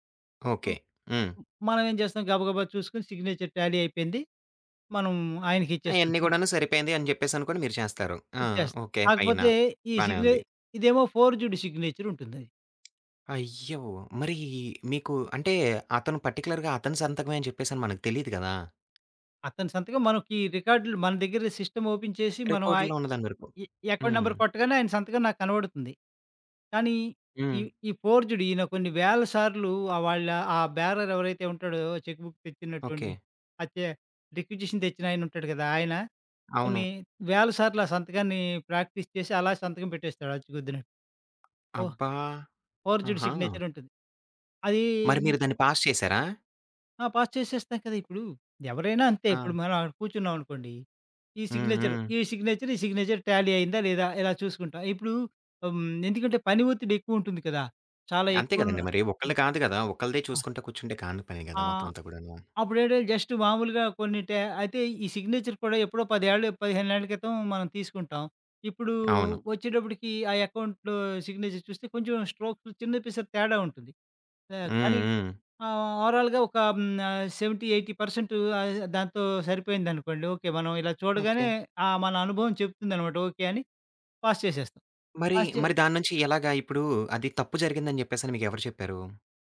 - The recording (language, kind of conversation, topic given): Telugu, podcast, ఒక కష్టమైన రోజు తర్వాత నువ్వు రిలాక్స్ అవడానికి ఏం చేస్తావు?
- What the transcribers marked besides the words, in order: in English: "సిగ్నేచర్ ట్యాలీ"; tapping; in English: "పర్టిక్యులర్‌గా"; in English: "రికార్డ్‌లో"; in English: "సిస్టమ్ ఓపెన్"; in English: "ఎ ఎకౌంట్ నెంబర్"; in English: "బేారర్"; in English: "రిక్యుజిషన్"; in English: "ప్రాక్టీస్"; in English: "ఫోర్జుడ్"; in English: "పాస్"; in English: "పాస్"; in English: "సిగ్నేచర్"; in English: "సిగ్నేచర్"; in English: "సిగ్నేచర్ ట్యాలీ"; in English: "జస్ట్"; in English: "సిగ్నేచర్"; in English: "అకౌంట్‌లో సిగ్నేచర్"; in English: "ఓవరాల్‌గా"; in English: "సెవెంటీ ఎయిటీ"; in English: "పాస్"; in English: "పాస్"